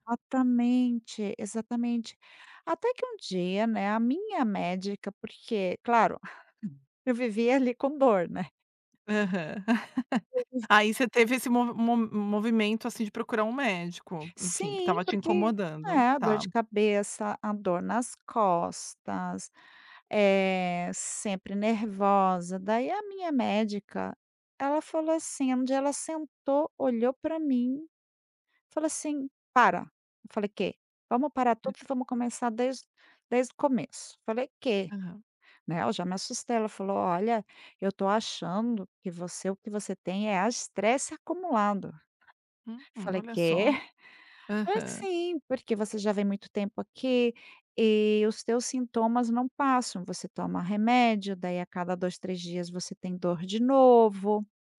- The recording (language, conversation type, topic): Portuguese, podcast, Me conta um hábito que te ajuda a aliviar o estresse?
- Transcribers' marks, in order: chuckle; chuckle; unintelligible speech; tapping; chuckle